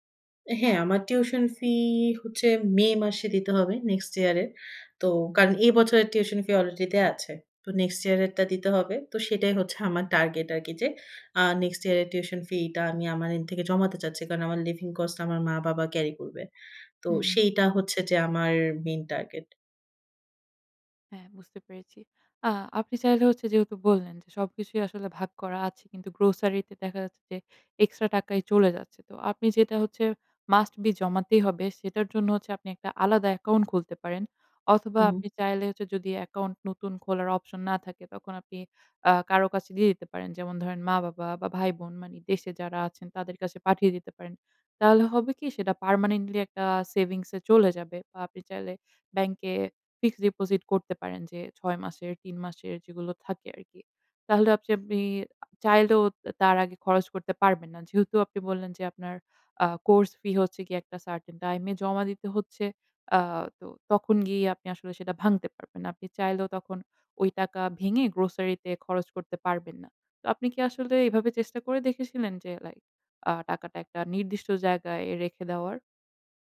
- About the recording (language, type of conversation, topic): Bengali, advice, ক্যাশফ্লো সমস্যা: বেতন, বিল ও অপারেটিং খরচ মেটাতে উদ্বেগ
- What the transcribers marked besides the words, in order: in English: "next year"; in English: "next year"; in English: "next year"; in English: "end"; in English: "living cost"; in English: "carry"; other background noise; in English: "must be"; in English: "permanently"; in English: "certain time"